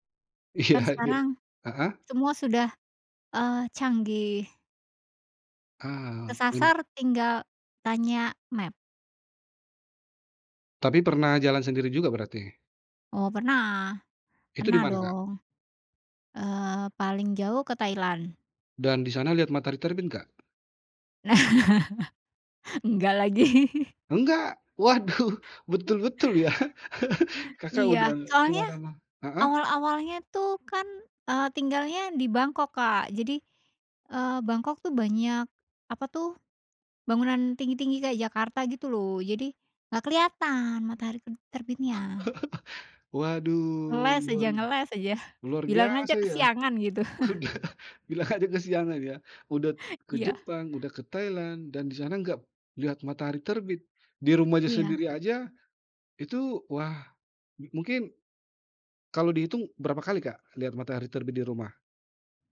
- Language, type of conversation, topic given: Indonesian, podcast, Apa yang kamu pelajari tentang waktu dari menyaksikan matahari terbit?
- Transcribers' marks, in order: laughing while speaking: "Iya"; in English: "maps"; tapping; laugh; chuckle; chuckle; chuckle; chuckle